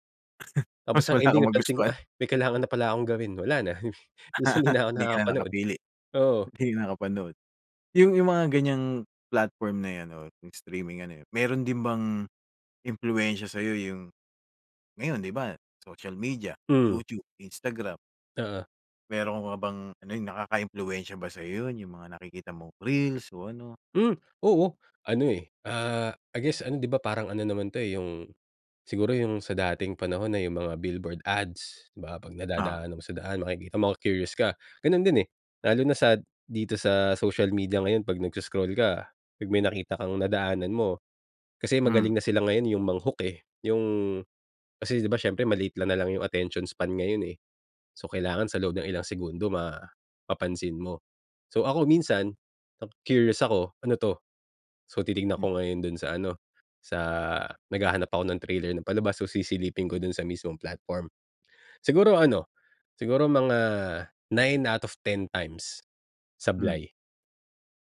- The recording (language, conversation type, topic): Filipino, podcast, Paano ka pumipili ng mga palabas na papanoorin sa mga platapormang pang-estriming ngayon?
- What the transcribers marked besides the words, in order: chuckle; laugh; chuckle